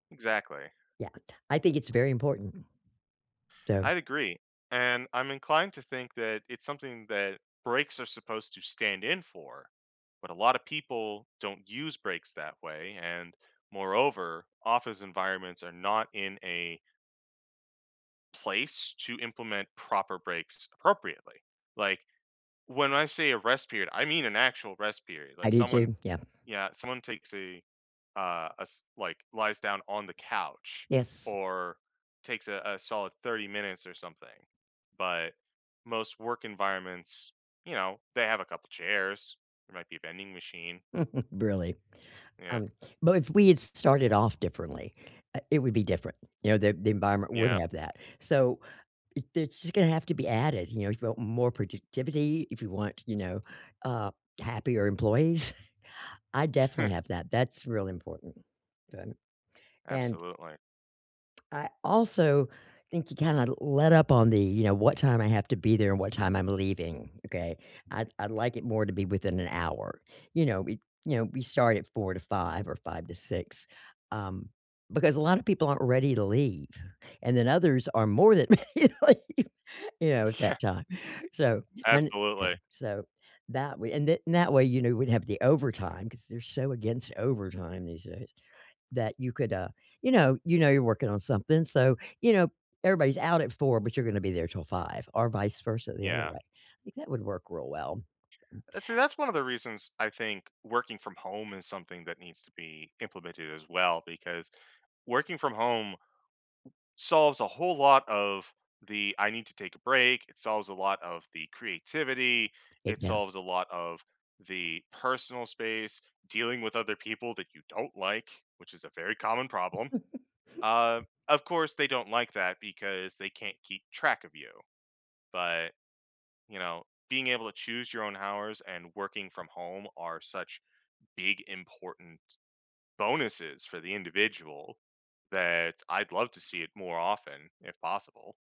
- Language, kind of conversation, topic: English, unstructured, What does your ideal work environment look like?
- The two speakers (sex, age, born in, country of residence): female, 65-69, United States, United States; male, 35-39, United States, United States
- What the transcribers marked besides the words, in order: chuckle; chuckle; tapping; laughing while speaking: "ready to leave"; laughing while speaking: "Yeah"; other background noise; inhale; chuckle